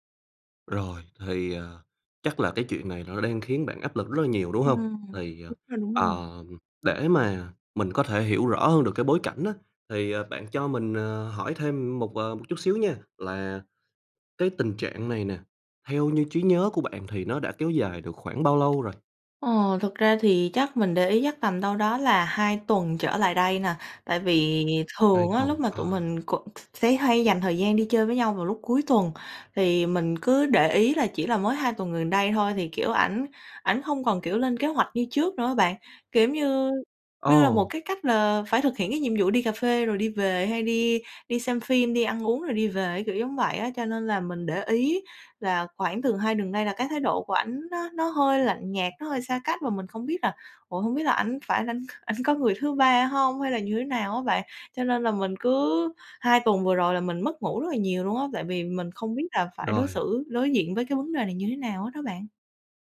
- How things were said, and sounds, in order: tapping; "tuần" said as "đuần"; other background noise; laughing while speaking: "ảnh"
- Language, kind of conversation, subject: Vietnamese, advice, Tôi cảm thấy xa cách và không còn gần gũi với người yêu, tôi nên làm gì?